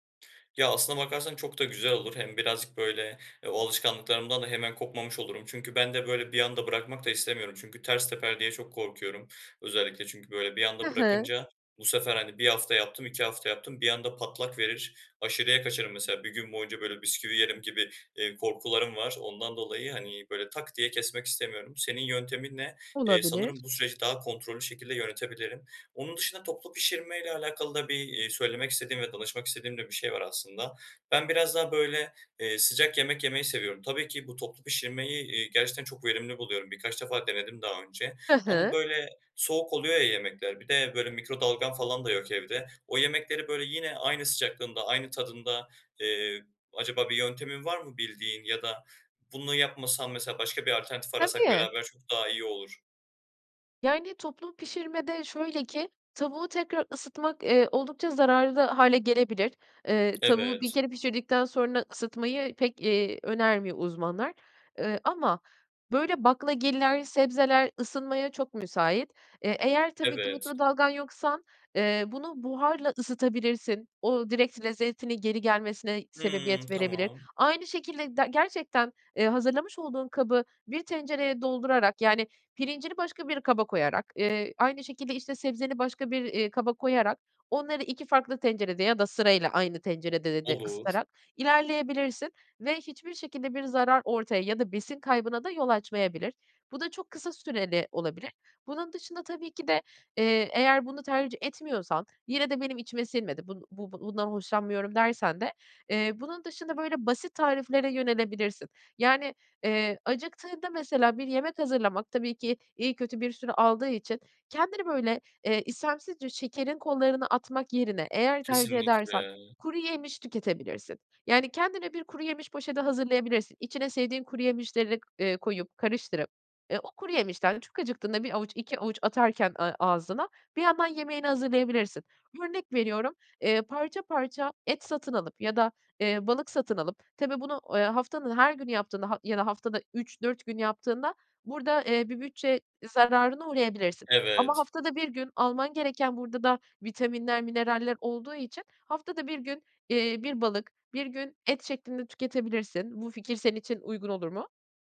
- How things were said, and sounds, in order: other background noise; drawn out: "Kesinlikle"
- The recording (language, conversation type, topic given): Turkish, advice, Sınırlı bir bütçeyle sağlıklı ve hesaplı market alışverişini nasıl yapabilirim?